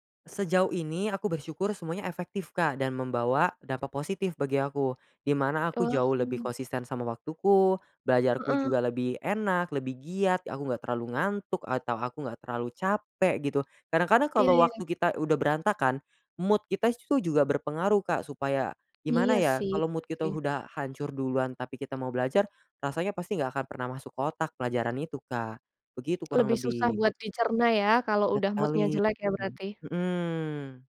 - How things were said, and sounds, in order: in English: "mood"; other background noise; in English: "mood"; in English: "mood-nya"
- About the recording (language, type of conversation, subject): Indonesian, podcast, Bagaimana biasanya kamu belajar saat sedang mempersiapkan ujian penting?